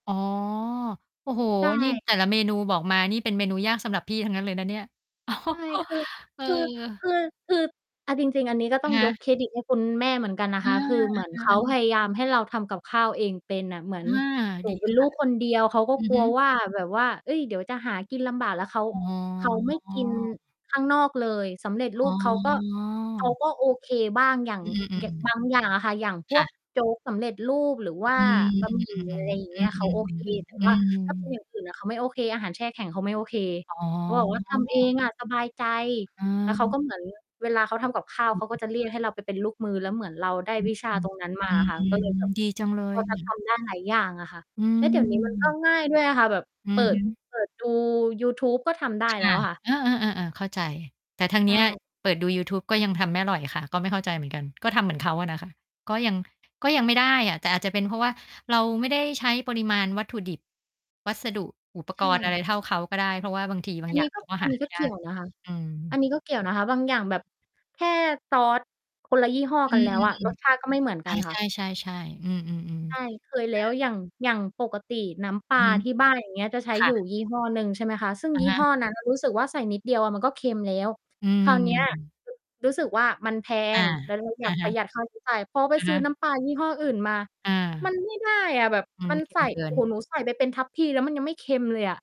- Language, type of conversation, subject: Thai, unstructured, คุณชอบทำอาหารเองหรือซื้ออาหารสำเร็จรูปมากกว่ากัน?
- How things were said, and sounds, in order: chuckle; static; distorted speech; drawn out: "อ๋อ"; drawn out: "อ๋อ"; mechanical hum; tapping; other background noise